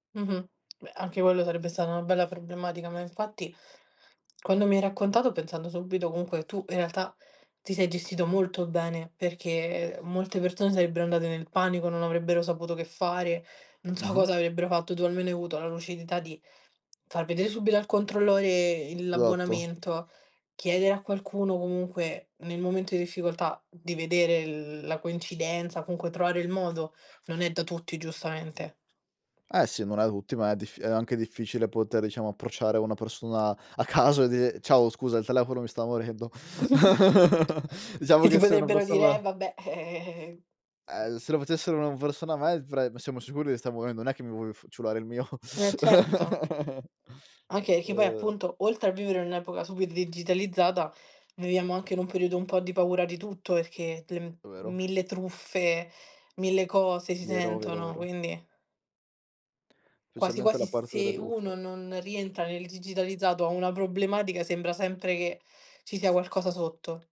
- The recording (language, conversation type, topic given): Italian, podcast, Come ti adatti quando uno strumento digitale smette di funzionare?
- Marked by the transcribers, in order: other noise; other background noise; tapping; laughing while speaking: "a caso"; chuckle; laugh; unintelligible speech; laughing while speaking: "mio"; teeth sucking; laugh